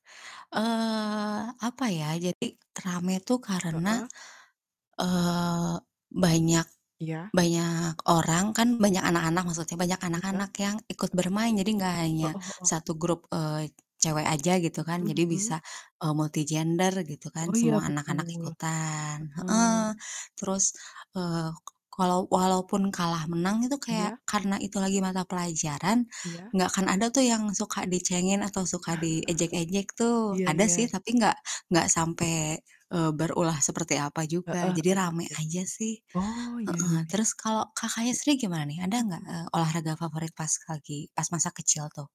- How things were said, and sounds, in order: distorted speech; in English: "multi gender"; chuckle; tapping
- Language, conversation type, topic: Indonesian, unstructured, Apa olahraga favoritmu saat kamu masih kecil?